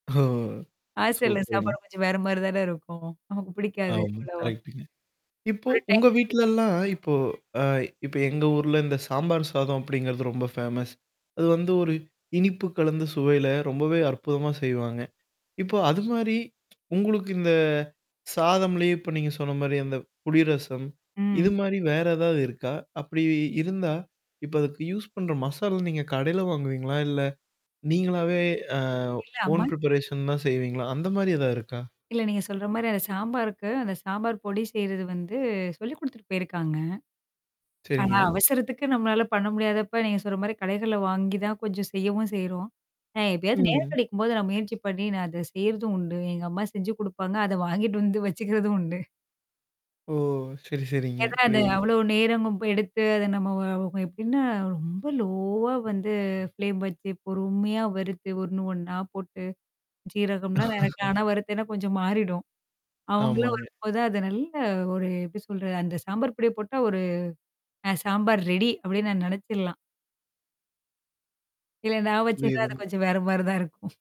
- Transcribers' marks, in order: static; in English: "ஹாஸ்டல்ல"; lip trill; lip trill; distorted speech; in English: "ஃபேமஸ்"; tapping; mechanical hum; in English: "ஓன் ப்ரிப்பரேஷன்"; lip trill; other background noise; unintelligible speech; in English: "லோவா"; in English: "ஃப்ளேம்"; unintelligible speech; chuckle; laughing while speaking: "தான் இருக்கும்"
- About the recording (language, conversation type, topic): Tamil, podcast, உங்கள் தனிப்பட்ட வாழ்க்கைப் பயணத்தில் உணவு எப்படி ஒரு கதையாக அமைந்தது?